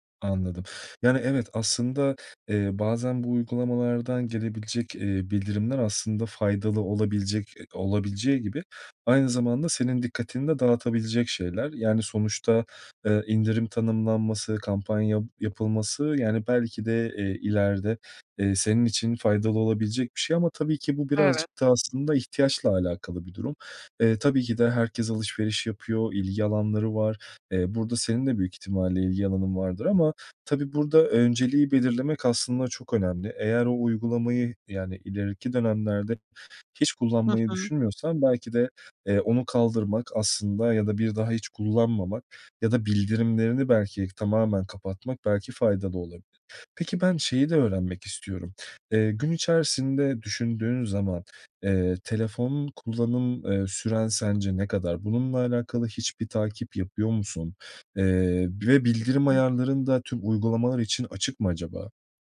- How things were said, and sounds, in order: other background noise; tapping; unintelligible speech
- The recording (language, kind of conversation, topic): Turkish, advice, Telefon ve bildirimleri kontrol edemediğim için odağım sürekli dağılıyor; bunu nasıl yönetebilirim?